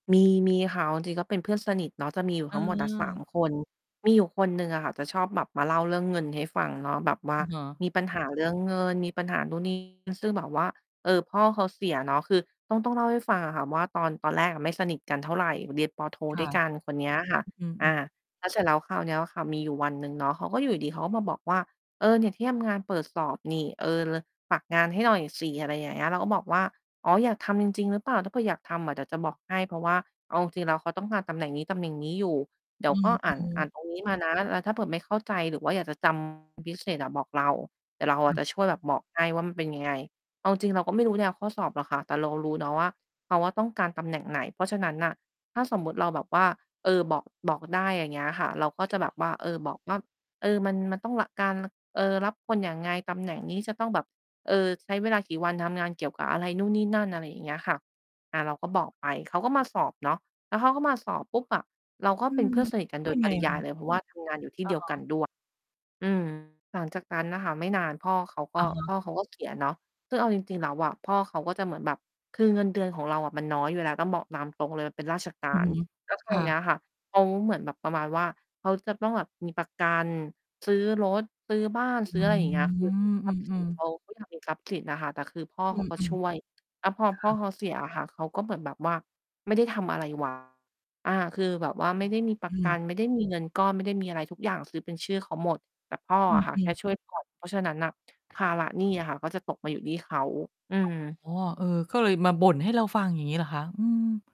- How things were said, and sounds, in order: distorted speech; drawn out: "อืม"; tapping; mechanical hum; other background noise
- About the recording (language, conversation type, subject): Thai, podcast, เวลาเพื่อนมาระบายเรื่องเครียดๆ คุณมักฟังเขายังไงบ้าง บอกหน่อยได้ไหม?
- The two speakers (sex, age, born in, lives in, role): female, 30-34, Thailand, Thailand, guest; female, 45-49, Thailand, Thailand, host